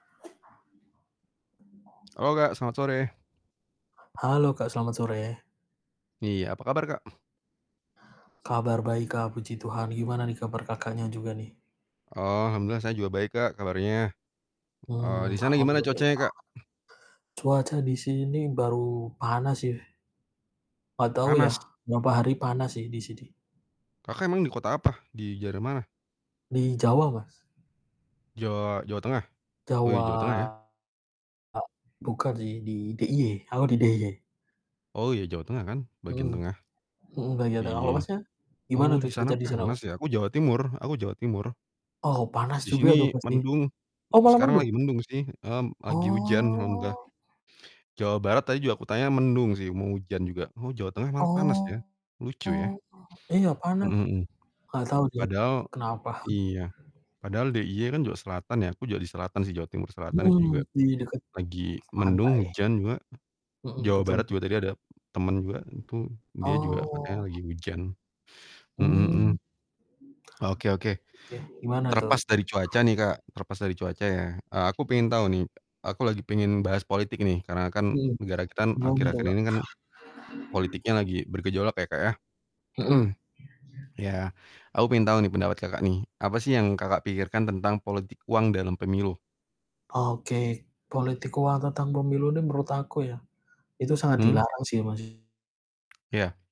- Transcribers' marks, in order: other background noise; tapping; distorted speech; other noise; static; drawn out: "Oh"; chuckle
- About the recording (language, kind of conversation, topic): Indonesian, unstructured, Apa pendapat kamu tentang praktik politik uang dalam pemilu?